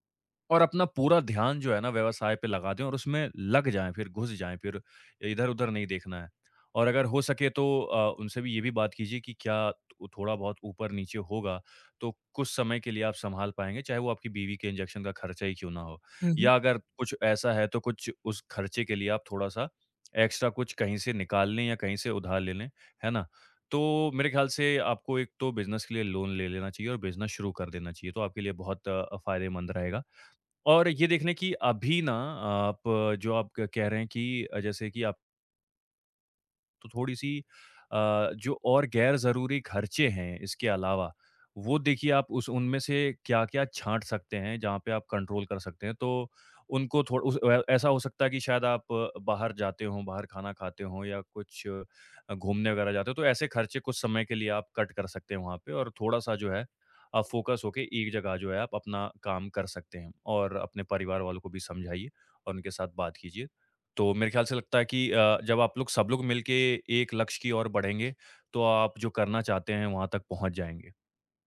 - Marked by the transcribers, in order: tapping; in English: "इंजेक्शन"; in English: "एक्स्ट्रा"; in English: "बिज़नेस"; in English: "लोन"; in English: "बिज़नेस"; other background noise; in English: "कंट्रोल"; in English: "कट"; in English: "फ़ोकस"
- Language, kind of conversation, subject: Hindi, advice, आय में उतार-चढ़ाव आपके मासिक खर्चों को कैसे प्रभावित करता है?